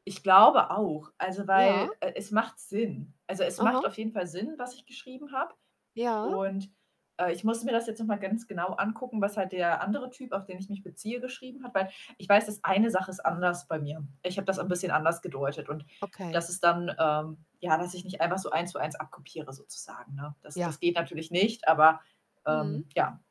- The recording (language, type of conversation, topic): German, unstructured, Wie beeinflusst Geld deiner Meinung nach unser tägliches Leben?
- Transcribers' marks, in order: static